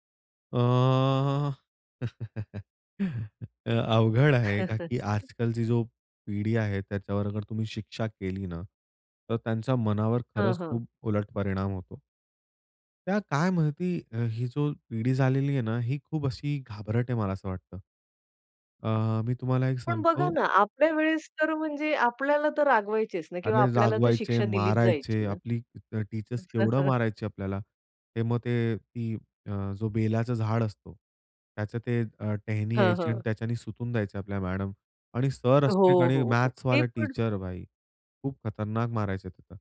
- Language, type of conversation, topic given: Marathi, podcast, घरात मोबाईल वापराचे नियम कसे ठरवावेत?
- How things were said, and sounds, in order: laugh; chuckle; other background noise; tapping; in English: "टीचर्स"; chuckle; in English: "टीचर"